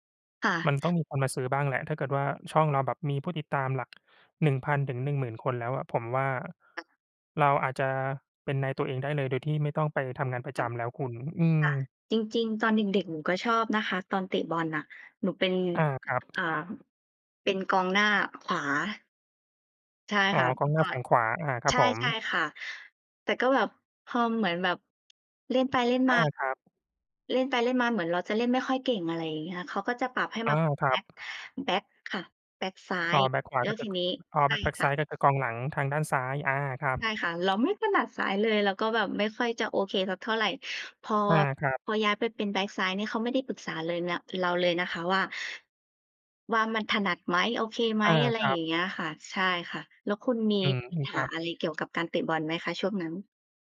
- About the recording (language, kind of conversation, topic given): Thai, unstructured, มีทักษะอะไรบ้างที่คนชอบอวด แต่จริงๆ แล้วทำไม่ค่อยได้?
- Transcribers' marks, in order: tapping; other noise; stressed: "ไม่ถนัด"